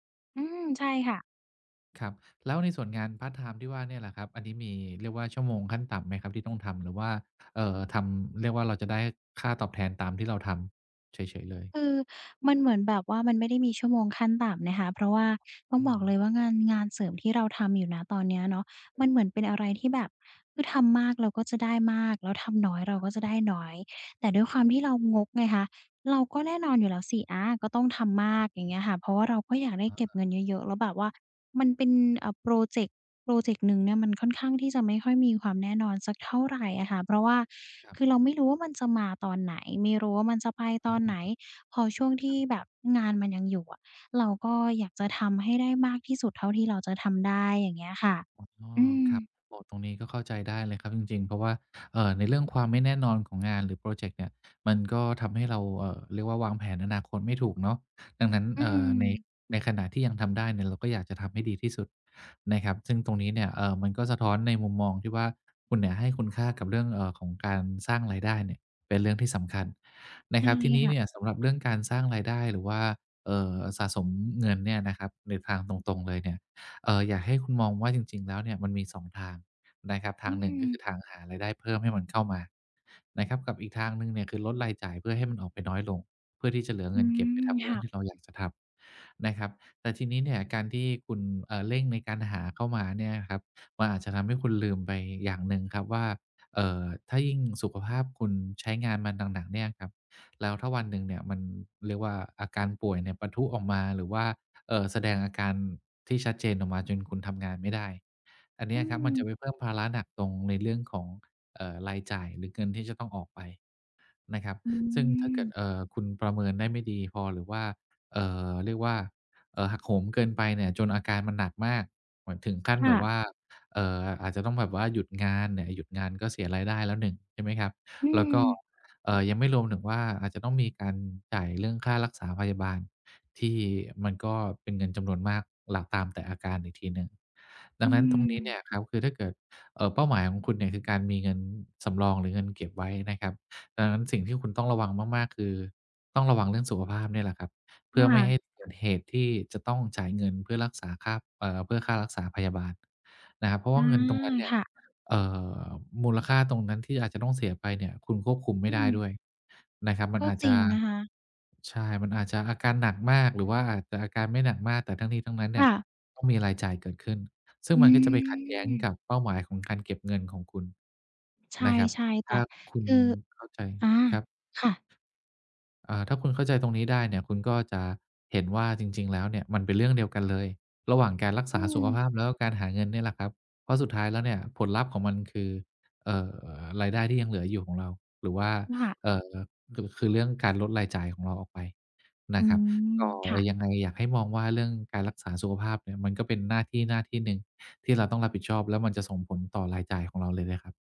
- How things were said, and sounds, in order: other background noise; tapping; unintelligible speech; unintelligible speech; drawn out: "อืม"
- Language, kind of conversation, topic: Thai, advice, ตื่นนอนด้วยพลังมากขึ้นได้อย่างไร?